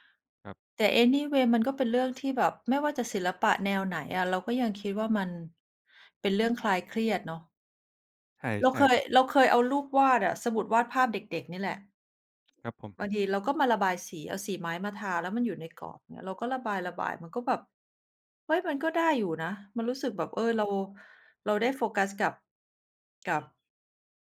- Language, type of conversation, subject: Thai, unstructured, ศิลปะช่วยให้เรารับมือกับความเครียดอย่างไร?
- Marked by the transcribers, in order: in English: "anyway"